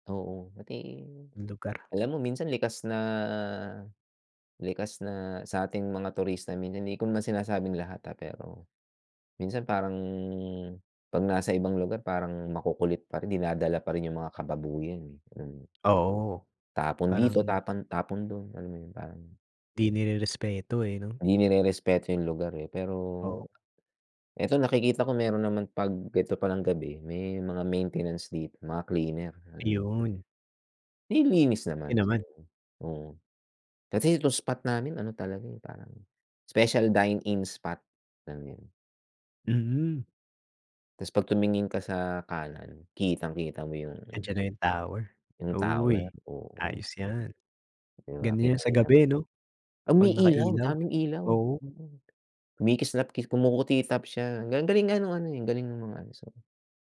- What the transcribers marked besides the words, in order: none
- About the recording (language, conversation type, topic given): Filipino, unstructured, Saang lugar ka nagbakasyon na hindi mo malilimutan, at bakit?